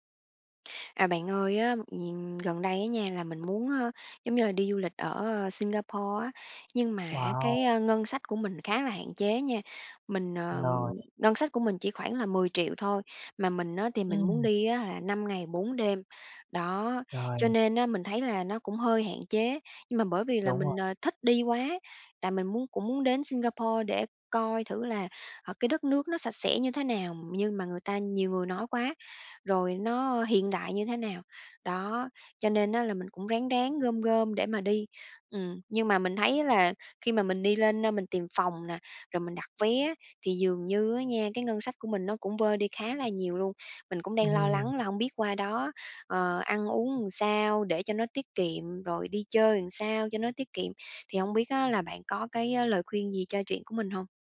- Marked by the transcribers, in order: other background noise; tapping; "làm" said as "ừn"; "làm" said as "ừn"
- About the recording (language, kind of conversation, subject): Vietnamese, advice, Làm sao để du lịch khi ngân sách rất hạn chế?